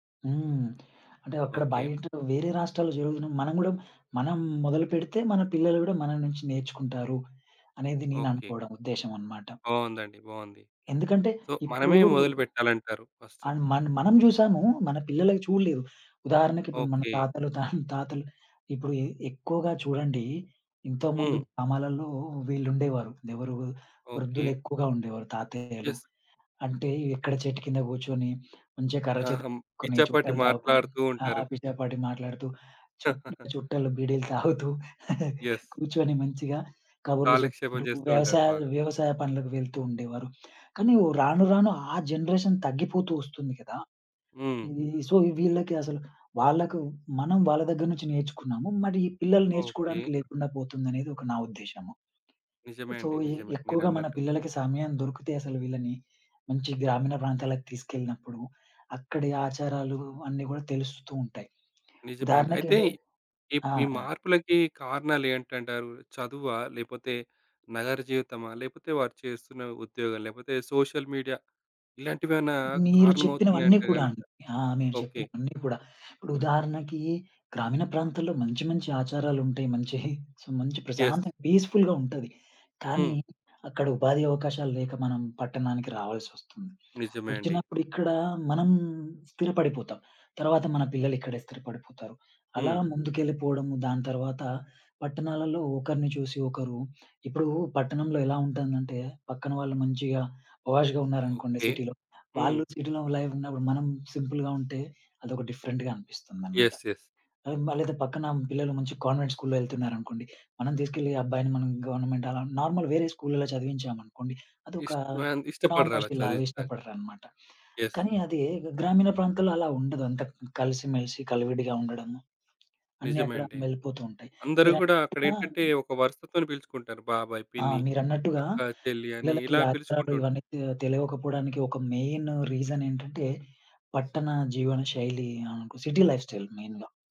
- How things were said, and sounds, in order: tapping; in English: "సో"; in English: "అండ్"; giggle; in English: "యెస్"; chuckle; in English: "యెస్"; in English: "జనరేషన్"; in English: "సో"; in English: "సో"; in English: "సోషల్ మీడియా?"; in English: "యెస్"; in English: "పీస్‌ఫుల్‌గా"; in English: "పాష్‌గా"; in English: "సిటీ‌లో"; in English: "సిటీ‌లో"; in English: "సింపుల్‌గా"; in English: "డిఫరెంట్‌గా"; in English: "యెస్. యెస్"; in English: "కాన్వెంట్ స్కూల్‌లో"; in English: "గవర్నమెంట్ నార్మల్"; in English: "యెస్"; in English: "మెయిన్"; in English: "సిటీ లైఫ్‌స్టైల్ మెయిన్‌గా"
- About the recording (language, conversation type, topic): Telugu, podcast, నేటి యువతలో ఆచారాలు మారుతున్నాయా? మీ అనుభవం ఏంటి?